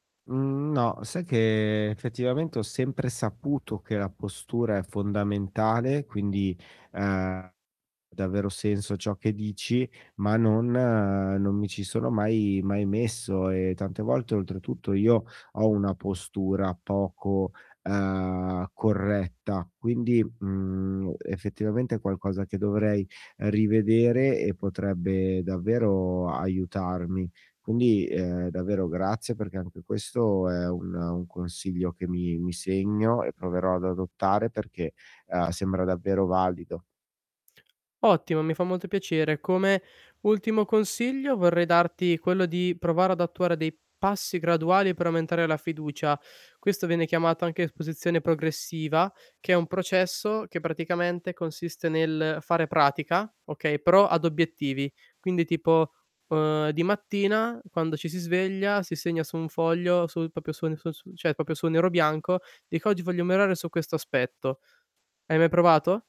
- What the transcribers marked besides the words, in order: static; distorted speech; drawn out: "non"; other background noise; tapping; "proprio" said as "propio"; "cioè" said as "ceh"; "proprio" said as "propio"; "migliorare" said as "miorare"
- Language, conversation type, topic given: Italian, advice, Come posso superare la paura di essere giudicato quando parlo in pubblico?